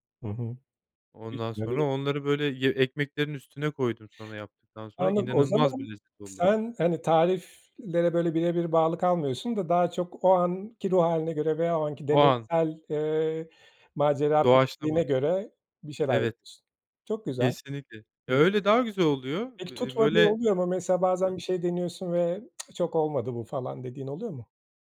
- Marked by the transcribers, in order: other background noise; tongue click
- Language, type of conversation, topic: Turkish, podcast, Yemek yaparken en çok nelere önem verirsin?